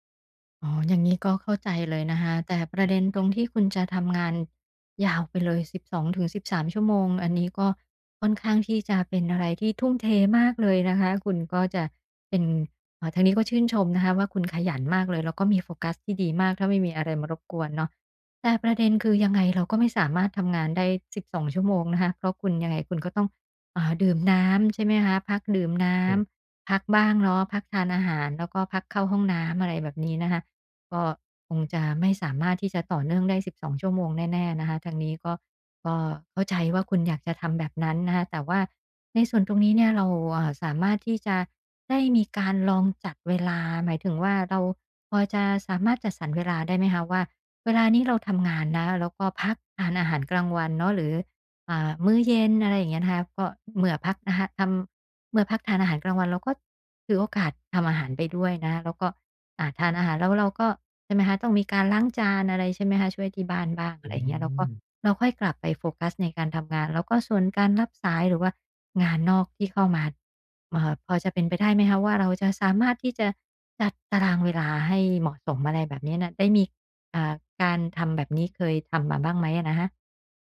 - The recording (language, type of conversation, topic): Thai, advice, ฉันจะจัดกลุ่มงานอย่างไรเพื่อลดความเหนื่อยจากการสลับงานบ่อย ๆ?
- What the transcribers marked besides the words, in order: other background noise